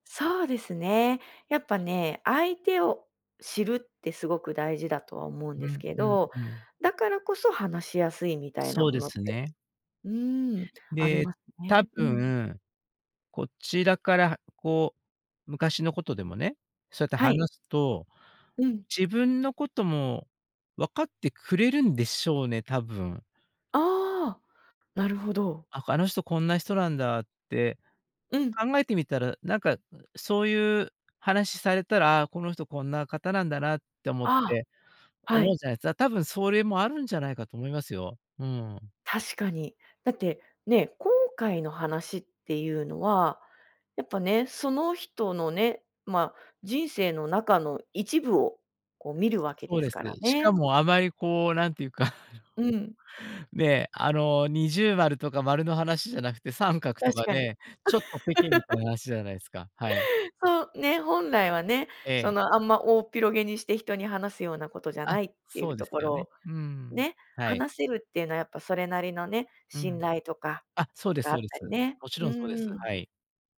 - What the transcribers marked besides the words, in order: tapping; laugh
- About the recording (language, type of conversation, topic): Japanese, podcast, 後悔を人に話すと楽になりますか？